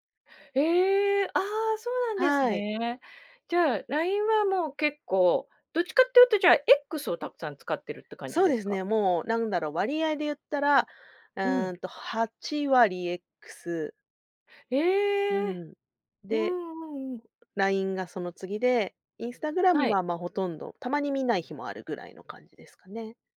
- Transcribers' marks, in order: other noise
- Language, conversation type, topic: Japanese, podcast, SNSとどう付き合っていますか？